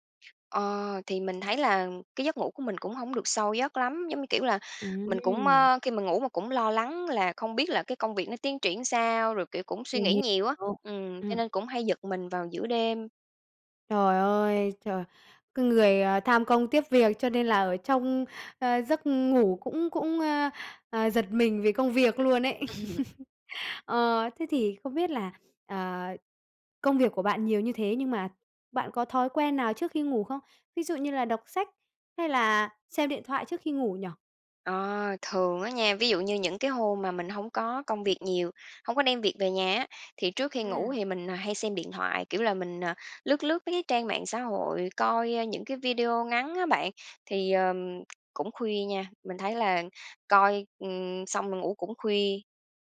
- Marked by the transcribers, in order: other background noise; laugh; tapping
- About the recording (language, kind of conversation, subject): Vietnamese, advice, Làm thế nào để giảm tình trạng mất tập trung do thiếu ngủ?